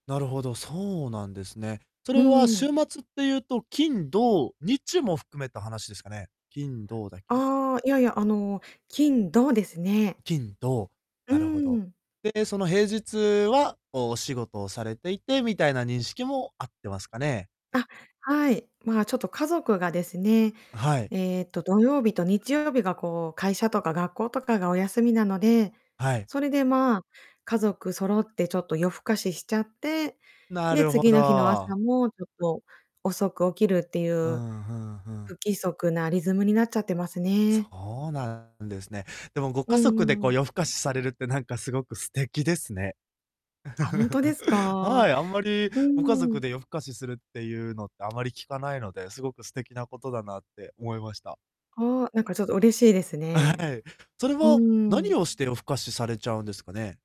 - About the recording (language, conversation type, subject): Japanese, advice, 睡眠リズムを安定させるためには、どのような習慣を身につければよいですか？
- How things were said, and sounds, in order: distorted speech; chuckle; tapping